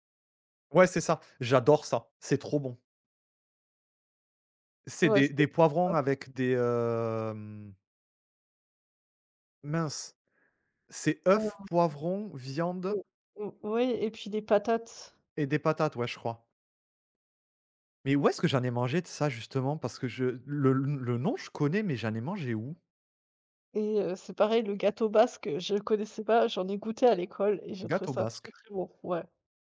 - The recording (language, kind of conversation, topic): French, unstructured, Comment as-tu appris à cuisiner, et qui t’a le plus influencé ?
- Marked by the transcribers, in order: unintelligible speech